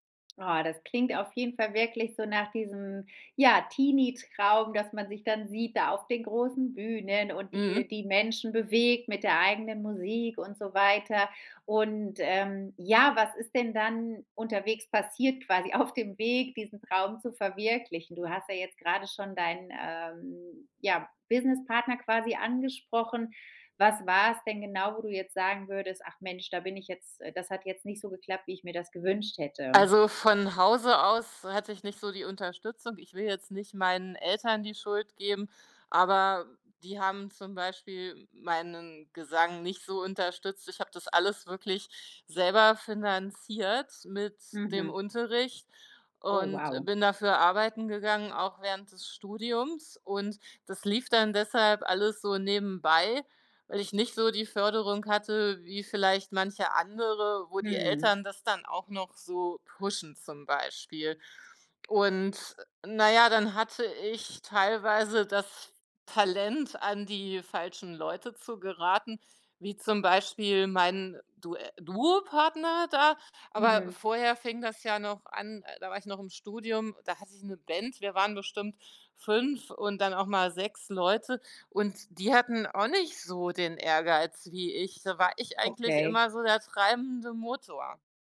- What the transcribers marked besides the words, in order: laughing while speaking: "auf"
- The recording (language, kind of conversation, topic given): German, podcast, Hast du einen beruflichen Traum, den du noch verfolgst?